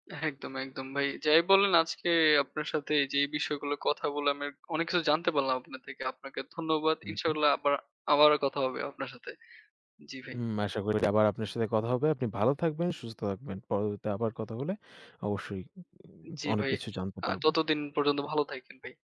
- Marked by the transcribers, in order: tapping
- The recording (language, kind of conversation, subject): Bengali, unstructured, আপনি কি মনে করেন প্রযুক্তি বড় কোম্পানিগুলোর হাতে অতিরিক্ত ক্ষমতা দিয়েছে?